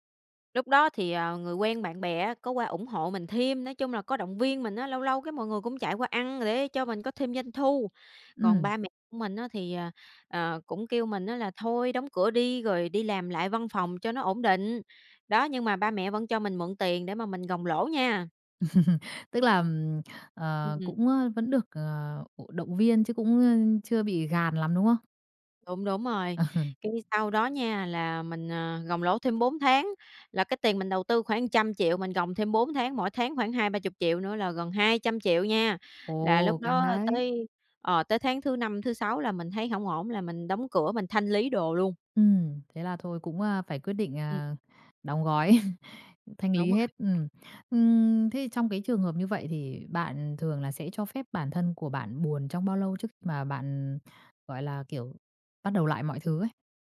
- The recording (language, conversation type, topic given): Vietnamese, podcast, Khi thất bại, bạn thường làm gì trước tiên để lấy lại tinh thần?
- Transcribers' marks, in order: other background noise; laugh; tapping; laughing while speaking: "Ờ"; chuckle